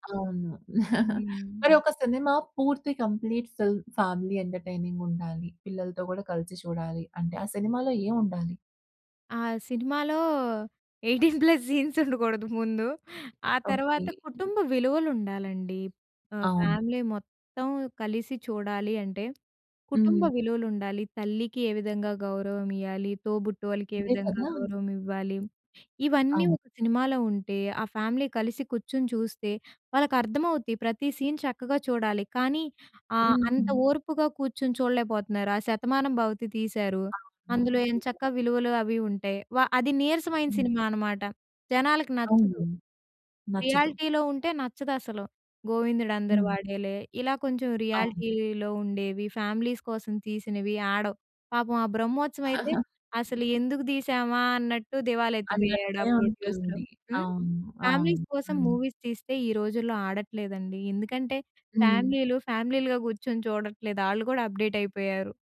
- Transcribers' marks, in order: chuckle; in English: "కంప్లీట్ ఫిల్మ్ ఫ్యామిలీ"; laughing while speaking: "ఎయిటీన్ ప్లస్ సీన్స్ ఉండకూడదు ముందు"; in English: "ఎయిటీన్ ప్లస్ సీన్స్"; in English: "ఫ్యామిలీ"; tapping; in English: "ఫ్యామిలీ"; in English: "సీన్"; in English: "రియాలిటీలో"; in English: "రియాలిటీలో"; in English: "ఫ్యామిలీస్"; chuckle; in English: "ఫ్యామిలీస్"; in English: "మూవీస్"; in English: "అప్డేట్"
- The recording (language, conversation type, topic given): Telugu, podcast, రీమేక్‌లు సాధారణంగా అవసరమని మీరు నిజంగా భావిస్తారా?
- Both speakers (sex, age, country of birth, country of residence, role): female, 20-24, India, India, guest; female, 25-29, India, India, host